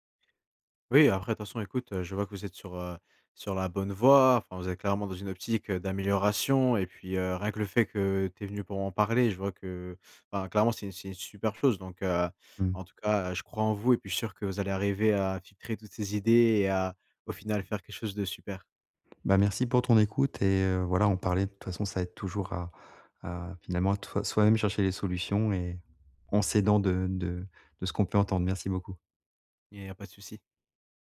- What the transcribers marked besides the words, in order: other background noise; stressed: "d'amélioration"; tapping
- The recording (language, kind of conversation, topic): French, advice, Comment puis-je filtrer et prioriser les idées qui m’inspirent le plus ?